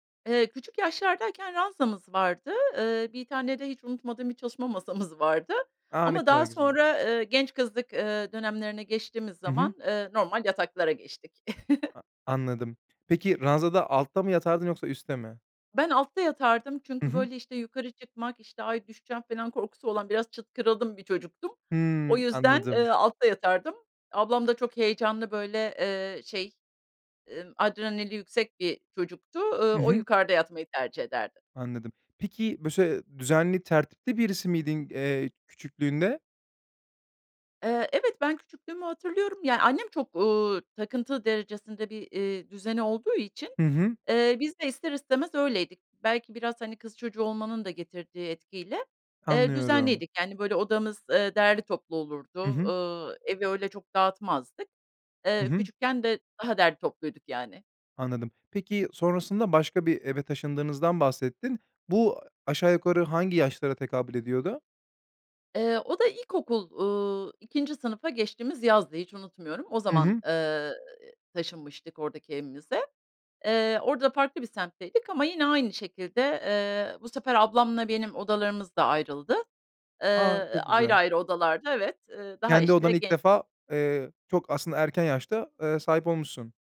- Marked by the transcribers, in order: chuckle; tapping
- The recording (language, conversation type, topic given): Turkish, podcast, Sıkışık bir evde düzeni nasıl sağlayabilirsin?